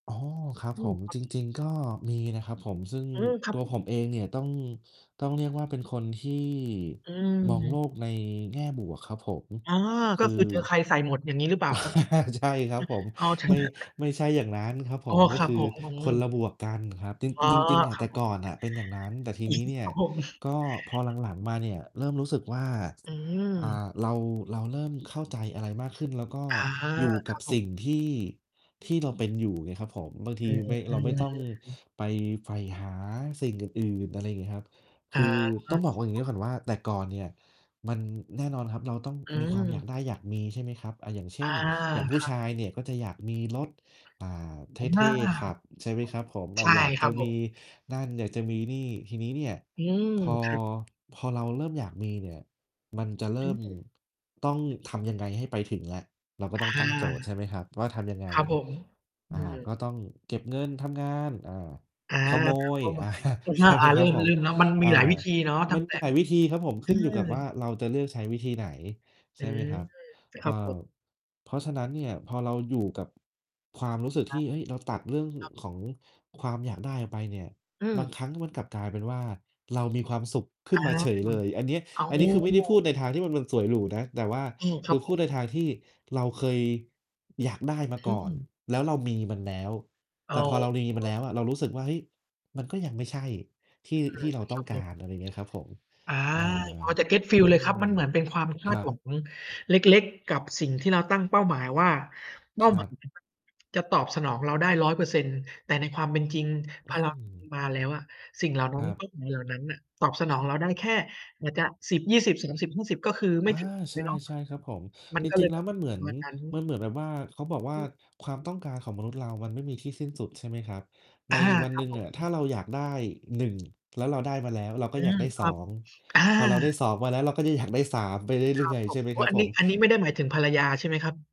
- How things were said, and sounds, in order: distorted speech; unintelligible speech; laugh; laughing while speaking: "เถอะ"; chuckle; tapping; mechanical hum; other background noise; laughing while speaking: "อา ใช่ไหมครับผม ?"; unintelligible speech; in English: "get feel"; unintelligible speech; unintelligible speech; unintelligible speech; unintelligible speech
- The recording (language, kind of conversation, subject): Thai, unstructured, ช่วงเวลาไหนของวันที่คุณรู้สึกมีความสุขที่สุด?